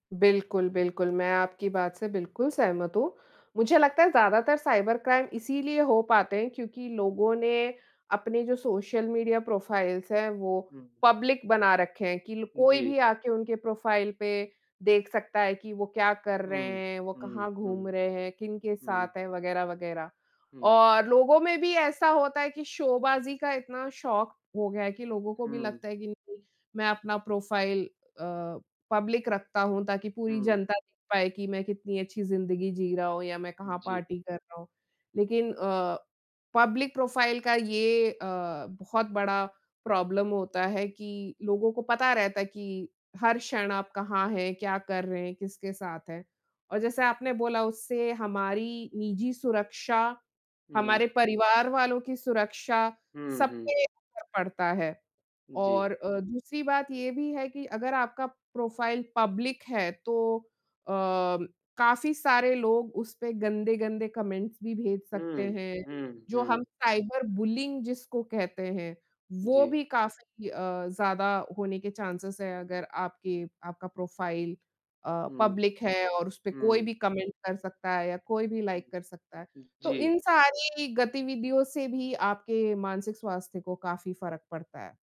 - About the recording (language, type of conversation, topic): Hindi, unstructured, आपके जीवन में सोशल मीडिया ने क्या बदलाव लाए हैं?
- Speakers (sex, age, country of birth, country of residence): female, 35-39, India, India; male, 30-34, India, India
- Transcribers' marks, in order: in English: "साइबर क्राइम"; in English: "प्रोफ़ाइल्स"; in English: "पब्लिक"; in English: "प्रोफ़ाइल"; in English: "प्रोफ़ाइल"; in English: "पब्लिक"; in English: "पब्लिक प्रोफ़ाइल"; in English: "प्रॉब्लम"; in English: "प्रोफ़ाइल पब्लिक"; in English: "कमेंट्स"; in English: "साइबर बुलीइंग"; in English: "चांसेस"; in English: "प्रोफ़ाइल"; in English: "पब्लिक"; in English: "कमेंट"; in English: "लाइक"